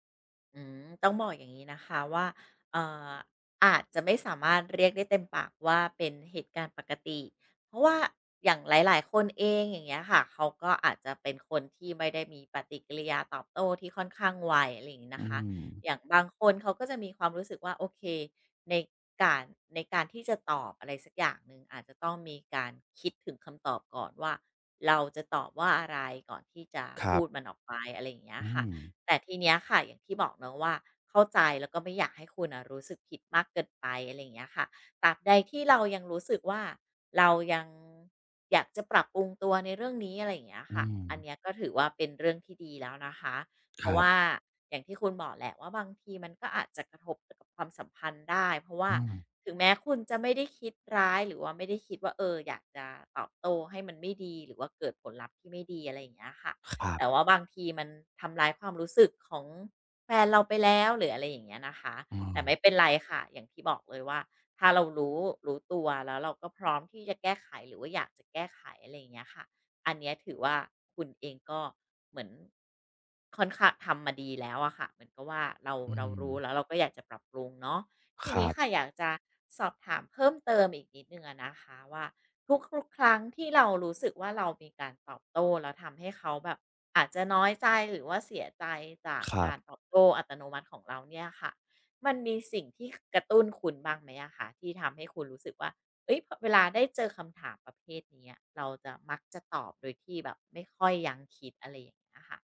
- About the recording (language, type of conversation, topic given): Thai, advice, ฉันจะเปลี่ยนจากการตอบโต้แบบอัตโนมัติเป็นการเลือกตอบอย่างมีสติได้อย่างไร?
- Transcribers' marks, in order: other background noise; tapping